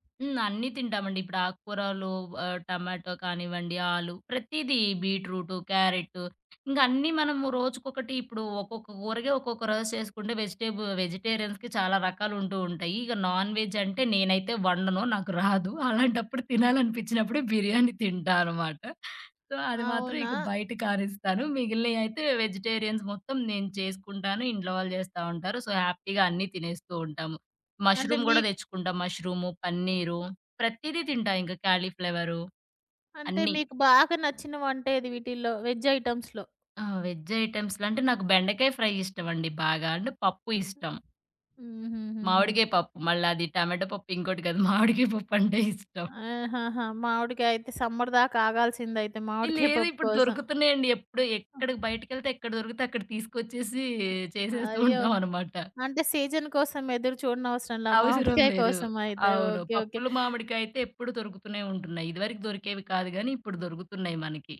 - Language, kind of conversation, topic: Telugu, podcast, వయస్సు పెరిగేకొద్దీ మీ ఆహార రుచుల్లో ఏలాంటి మార్పులు వచ్చాయి?
- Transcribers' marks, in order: other background noise; in English: "వెజిటేరియన్స్‌కి"; in English: "నాన్ వెజ్"; chuckle; in English: "సో"; in English: "వెజిటేరియన్స్"; in English: "సో, హ్యాపీగా"; in English: "మష్రూమ్"; in English: "వెజ్ ఐటమ్స్‌లో"; in English: "వెజ్ ఐటమ్స్‌లో"; in English: "ఫ్రై"; in English: "అండ్"; tapping; laughing while speaking: "మామిడికాయ పప్పు అంటే ఇష్టం"; laughing while speaking: "మామిడికాయ"; laughing while speaking: "చేసేస్తూ ఉంటాం అనమాట"; in English: "సీజన్"